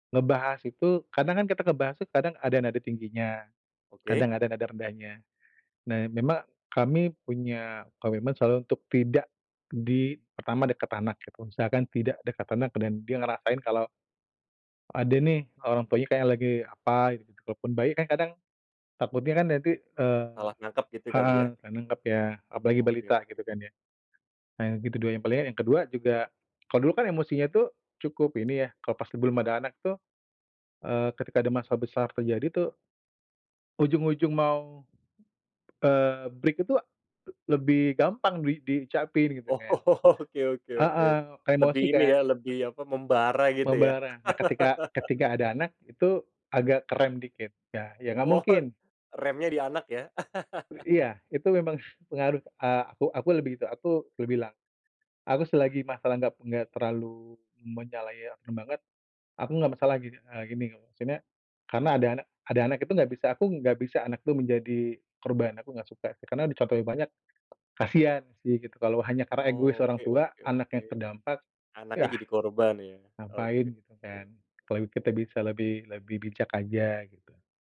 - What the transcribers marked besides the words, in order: other background noise; in English: "break"; laughing while speaking: "Oh"; laugh; laugh; laughing while speaking: "Oh"; tapping; laugh; chuckle
- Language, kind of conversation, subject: Indonesian, podcast, Bagaimana kamu mengatur ruang bersama dengan pasangan atau teman serumah?